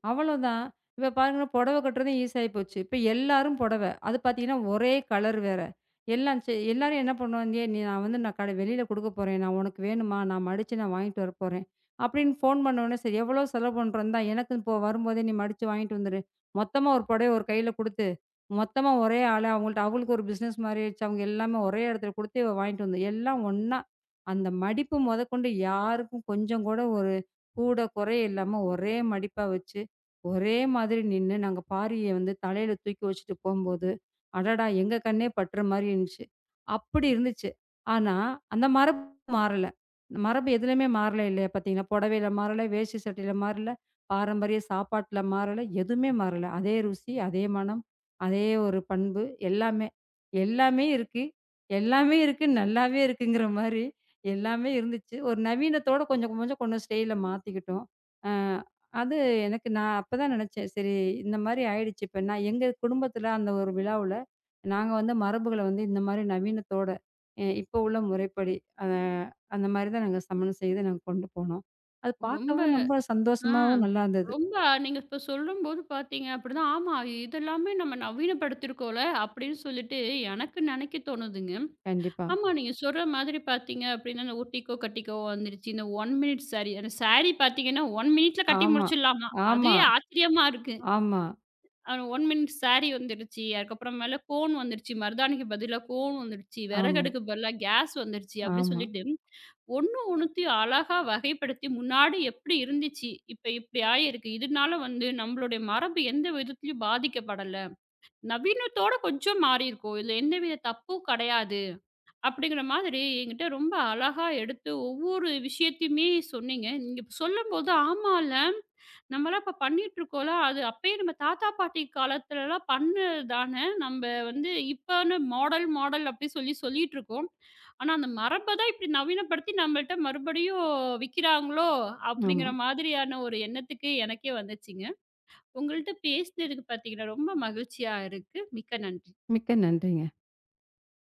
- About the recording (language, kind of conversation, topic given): Tamil, podcast, மரபுகளையும் நவீனத்தையும் எப்படி சமநிலைப்படுத்துவீர்கள்?
- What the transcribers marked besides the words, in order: other background noise; in English: "ஈஸி"; "பண்ணுவாங்க" said as "பண்ணுவாந்யே"; in another language: "ஃபோன்"; in English: "பிசினஸ்"; laughing while speaking: "எல்லாமே இருக்கு, நல்லாவே இருக்குங்கிற மாதிரி எல்லாமே இருந்துச்சு"; in English: "ஸ்டைல்"; in English: "ஒன் மினிட் ஸேரி"; in English: "ஸேரி"; in English: "ஒன் மினிட்"; in English: "ஒன் மினிட் ஸேரி"; in English: "கோன்"; in English: "கோன்"; "விறகடுப்புக்கு" said as "விறகடுக்கு"; in English: "கேஸ்"; in English: "மாடல் மாடல்"